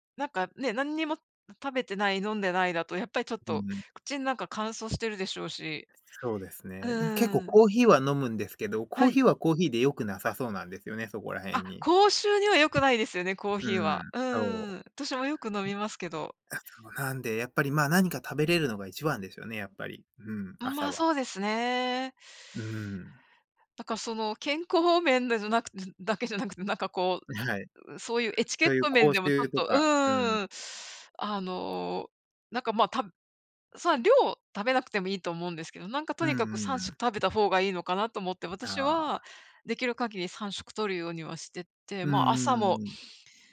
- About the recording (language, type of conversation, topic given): Japanese, unstructured, 朝食と夕食では、どちらがより大切だと思いますか？
- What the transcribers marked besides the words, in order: other background noise; tapping